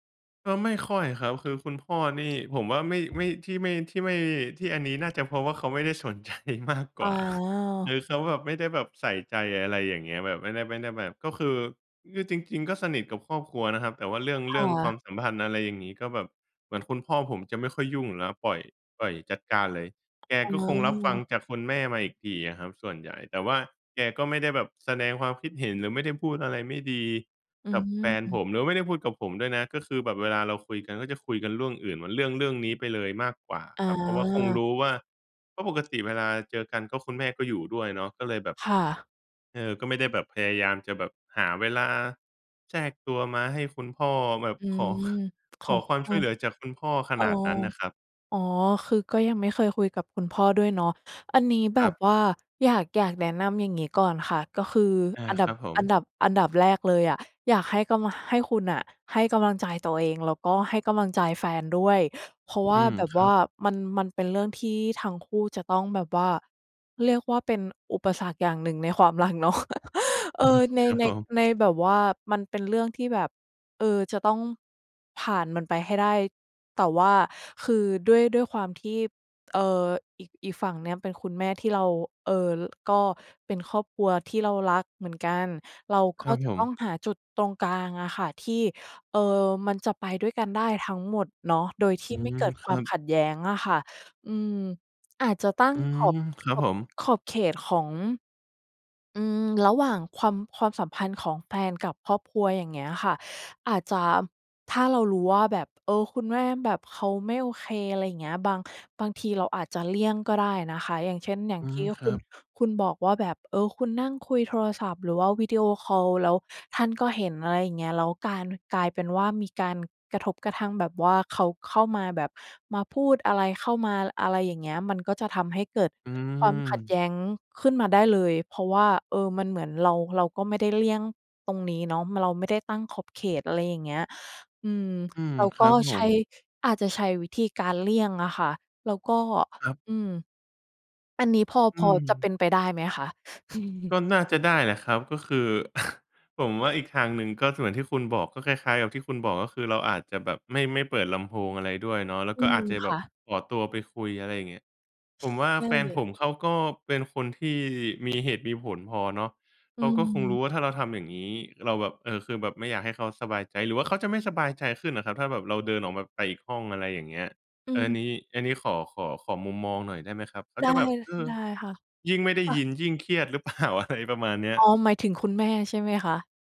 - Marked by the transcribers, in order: laughing while speaking: "ใจมากกว่า"; tapping; laughing while speaking: "ขอ ข"; chuckle; laughing while speaking: "อือ"; other noise; chuckle; other background noise; laughing while speaking: "เปล่า ? อะ"
- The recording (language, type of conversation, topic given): Thai, advice, คุณรับมืออย่างไรเมื่อถูกครอบครัวของแฟนกดดันเรื่องความสัมพันธ์?